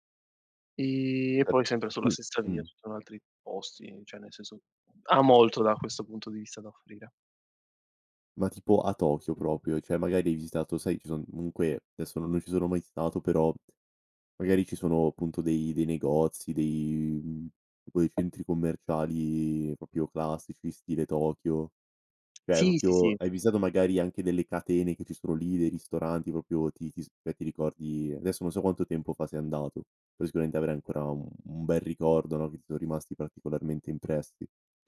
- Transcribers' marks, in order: other background noise; tapping; "comunque" said as "munque"; "proprio" said as "popio"; "proprio" said as "propio"
- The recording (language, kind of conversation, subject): Italian, podcast, Quale città o paese ti ha fatto pensare «tornerò qui» e perché?